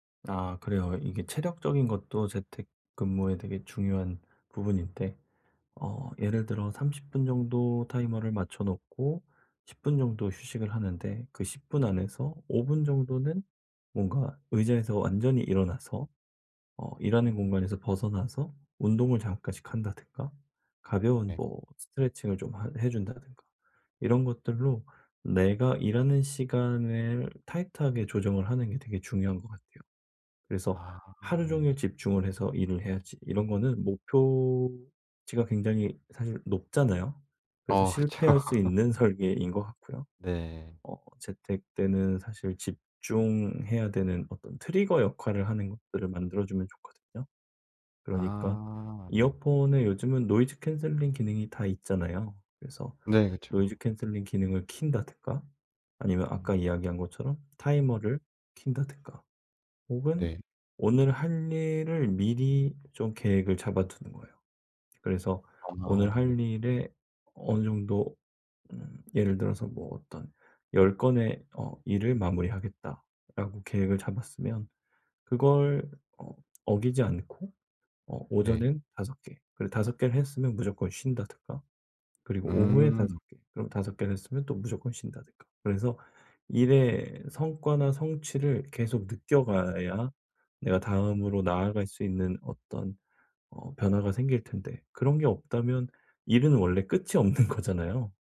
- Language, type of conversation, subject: Korean, advice, 산만함을 줄이고 집중할 수 있는 환경을 어떻게 만들 수 있을까요?
- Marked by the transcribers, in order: laughing while speaking: "그쵸"; tapping; laugh; other background noise; laughing while speaking: "없는 거잖아요"